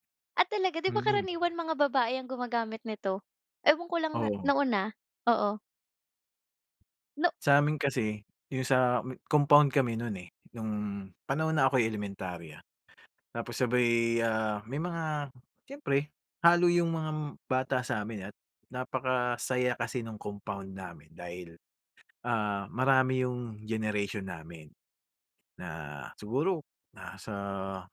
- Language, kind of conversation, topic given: Filipino, podcast, Paano nakaapekto ang komunidad o mga kaibigan mo sa libangan mo?
- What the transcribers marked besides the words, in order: none